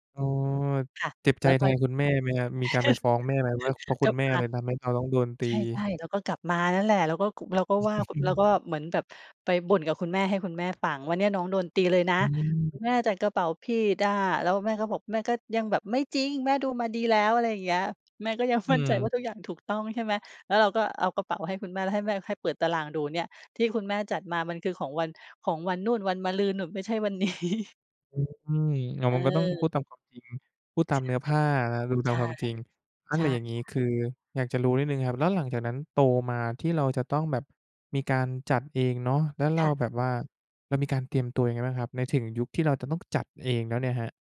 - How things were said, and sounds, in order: laugh; chuckle; laughing while speaking: "นี้"
- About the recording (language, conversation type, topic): Thai, podcast, คุณมีวิธีเตรียมของสำหรับวันพรุ่งนี้ก่อนนอนยังไงบ้าง?